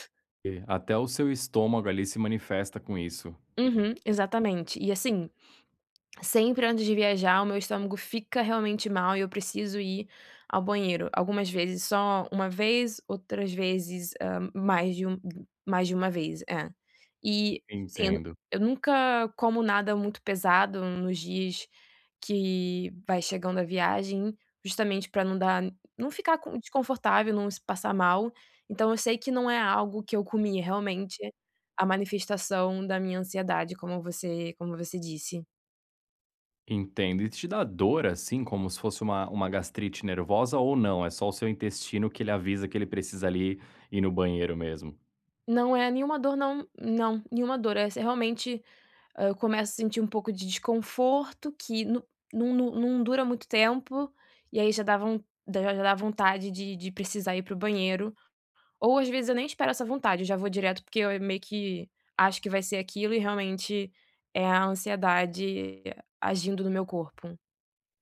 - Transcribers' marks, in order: tapping
- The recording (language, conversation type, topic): Portuguese, advice, Como posso lidar com a ansiedade ao explorar lugares novos e desconhecidos?